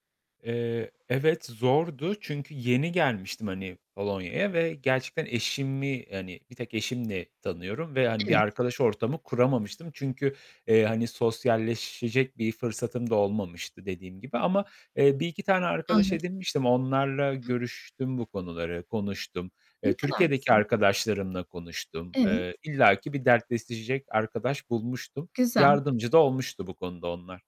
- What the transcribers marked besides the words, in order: static; distorted speech; unintelligible speech
- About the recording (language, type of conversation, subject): Turkish, podcast, Aldığın riskli bir karar hayatını nasıl etkiledi?
- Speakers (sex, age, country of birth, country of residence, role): female, 50-54, Turkey, Spain, host; male, 35-39, Turkey, Poland, guest